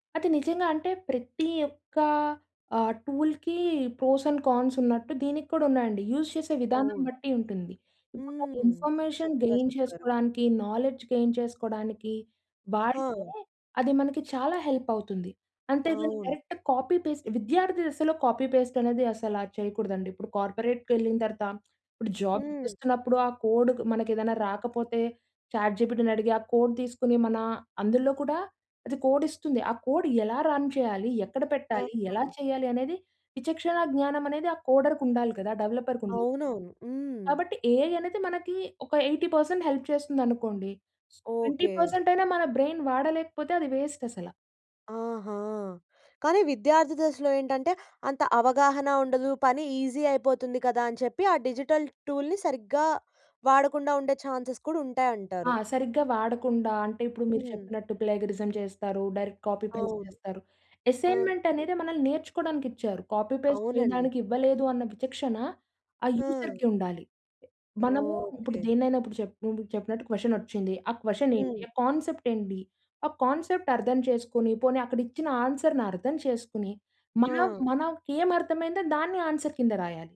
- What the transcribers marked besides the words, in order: in English: "టూల్‌కి, ప్రోస్ అండ్ కాన్స్"; in English: "యూజ్"; in English: "ఇన్ఫర్మేషన్ గెయిన్"; in English: "నాలెడ్జ్ గెయిన్"; in English: "డైరెక్ట్ కాపీ పేస్ట్"; in English: "కాపీ"; in English: "కార్పొరేట్‌కెళ్ళిన"; "తర్వాత" said as "తరత"; in English: "జాబ్"; in English: "కోడ్"; in English: "కోడ్"; in English: "రన్"; in English: "ఏఐ"; in English: "ఎయిటీ పర్సెంట్ హెల్ప్"; in English: "ట్వేంటీ"; in English: "బ్రెయిన్"; in English: "ఈజీ"; in English: "డిజిటల్ టూల్‌ని"; in English: "ఛాన్సెస్"; in English: "ప్లేగరిజం"; in English: "డైరెక్ట్ కాపీ పేస్ట్"; in English: "అసైన్మెంట్"; in English: "కాపీ పేస్ట్"; in English: "యూజర్‌కి"; in English: "క్వెషన్"; in English: "క్వెషన్"; in English: "కాన్సెప్ట్"; in English: "కాన్సెప్ట్"; in English: "ఆన్సర్‌ని"; other noise; in English: "ఆన్సర్"
- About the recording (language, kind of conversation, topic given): Telugu, podcast, డిజిటల్ సాధనాలు విద్యలో నిజంగా సహాయపడాయా అని మీరు భావిస్తున్నారా?